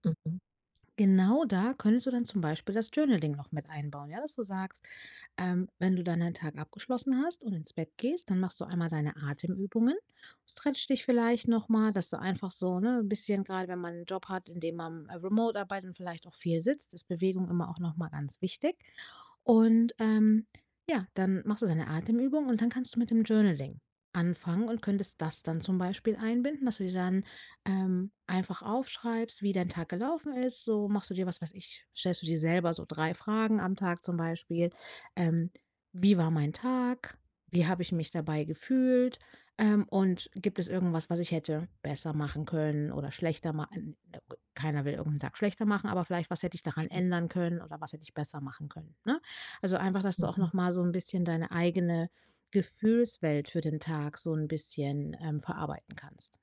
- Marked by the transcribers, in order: in English: "Journaling"; other noise; snort
- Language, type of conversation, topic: German, advice, Wie kann ich eine einfache tägliche Achtsamkeitsroutine aufbauen und wirklich beibehalten?